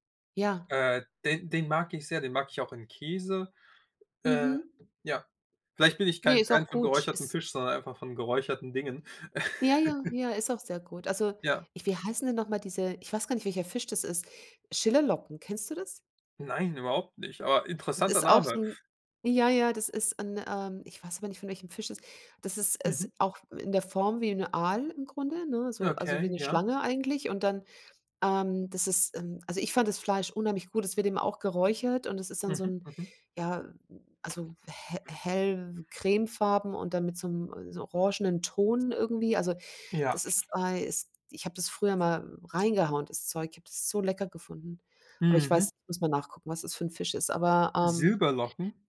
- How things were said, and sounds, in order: tapping; chuckle; other background noise
- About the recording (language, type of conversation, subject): German, unstructured, Was war bisher dein ungewöhnlichstes Esserlebnis?